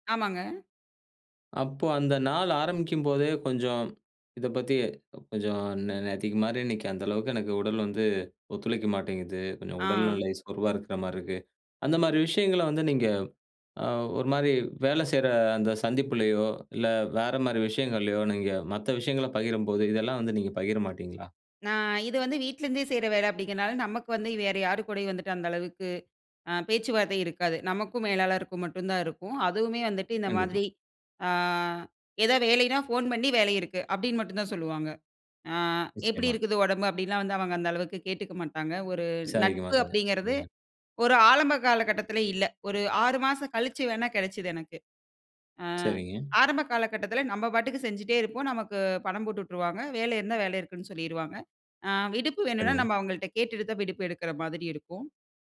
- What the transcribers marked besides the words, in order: other background noise
- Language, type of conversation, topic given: Tamil, podcast, ‘இல்லை’ சொல்ல சிரமமா? அதை எப்படி கற்றுக் கொண்டாய்?